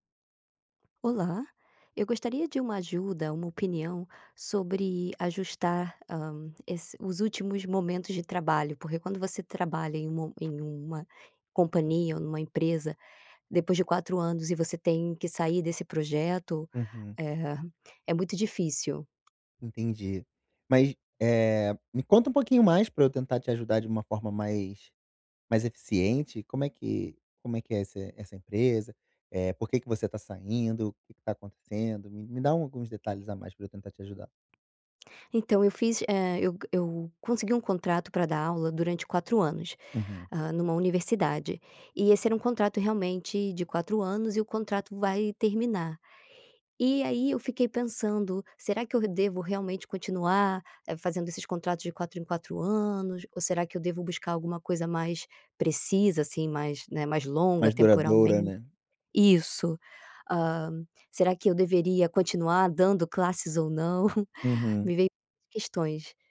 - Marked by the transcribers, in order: none
- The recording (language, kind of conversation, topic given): Portuguese, advice, Como posso ajustar meus objetivos pessoais sem me sobrecarregar?